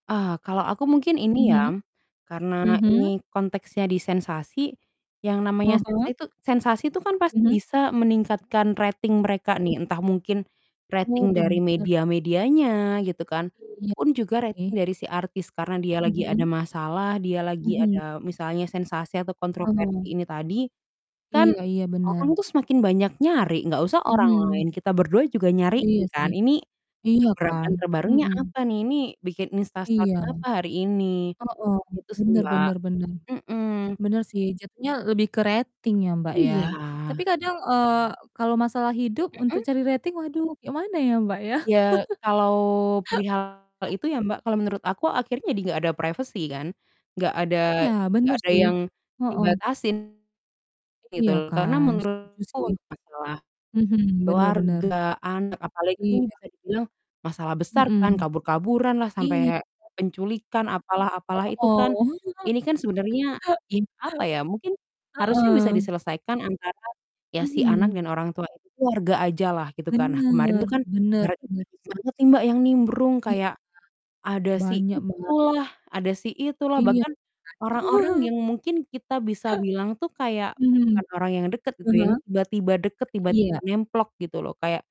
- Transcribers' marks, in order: "ya" said as "yam"; unintelligible speech; distorted speech; laugh; in English: "privacy"; chuckle; unintelligible speech; chuckle
- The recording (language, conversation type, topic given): Indonesian, unstructured, Bagaimana pendapatmu tentang artis yang hanya fokus mencari sensasi?